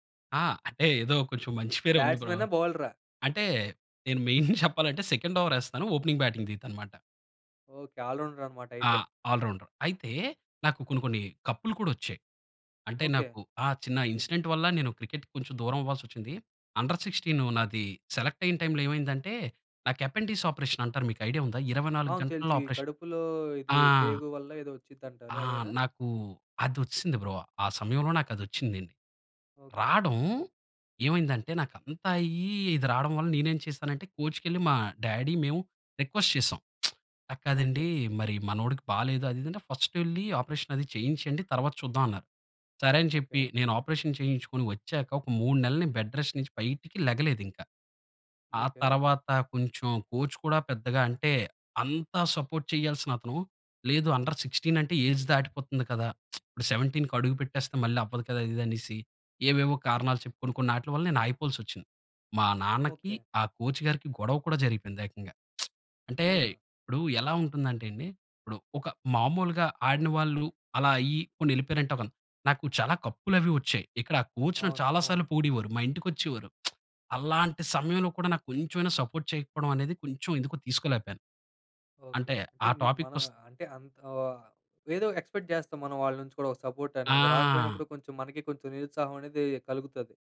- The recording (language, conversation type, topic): Telugu, podcast, వీధిలో ఆడే ఆటల గురించి నీకు ఏదైనా మధురమైన జ్ఞాపకం ఉందా?
- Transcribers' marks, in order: in English: "బ్రో"; laughing while speaking: "మెయిన్ చెప్పాలంటే"; in English: "మెయిన్"; in English: "సెకండ్ ఓవర్"; in English: "ఓపెనింగ్ బాటింగ్"; in English: "ఆల్ రౌండర్"; in English: "ఆల్ రౌండర్"; in English: "ఇన్సిడెంట్"; in English: "క్రికెట్‌కి"; in English: "అన్డర్ సిక్స్టీన్"; in English: "సెలెక్ట్"; in English: "యపండీస్ ఆపరేషన్"; in English: "ఐడియా"; in English: "ఆపరేషన్"; in English: "బ్రో"; in English: "కోచ్‌కి"; in English: "డాడీ"; in English: "రిక్వెస్ట్"; tsk; in English: "ఫస్ట్"; in English: "ఆపరేషన్"; in English: "ఆపరేషన్"; in English: "బెడ్ రెస్ట్"; in English: "కోచ్"; in English: "సపోర్ట్"; in English: "అండర్ సిక్స్టీన్"; in English: "ఏజ్"; tsk; in English: "సెవెంటీన్‌క కి"; in English: "కోచ్"; tsk; in English: "కోచ్"; tsk; in English: "సపోర్ట్"; in English: "టాపిక్"; in English: "ఎక్స్‌పెక్ట్"; in English: "సపోర్ట్"